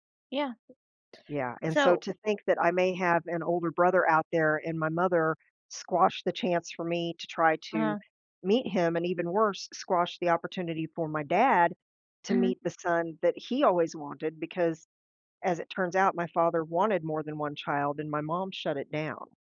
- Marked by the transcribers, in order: none
- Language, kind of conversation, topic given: English, advice, How can I forgive someone who hurt me?